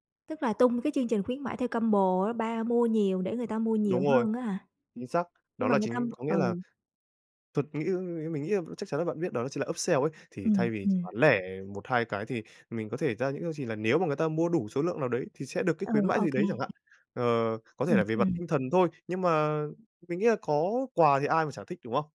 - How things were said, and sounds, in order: tapping; in English: "upsell"; alarm
- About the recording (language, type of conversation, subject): Vietnamese, advice, Làm sao để duy trì hoạt động công ty khi sắp cạn dòng tiền?